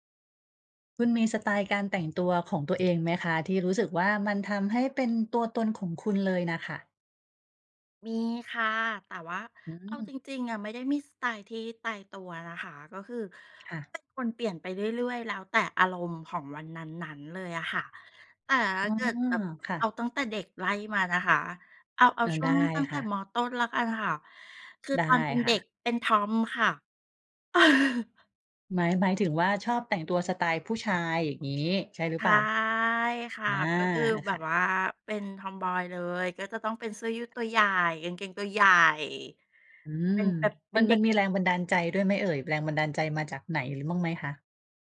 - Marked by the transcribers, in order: chuckle; tapping; drawn out: "ใช่"; other background noise
- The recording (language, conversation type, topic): Thai, podcast, สไตล์การแต่งตัวที่ทำให้คุณรู้สึกว่าเป็นตัวเองเป็นแบบไหน?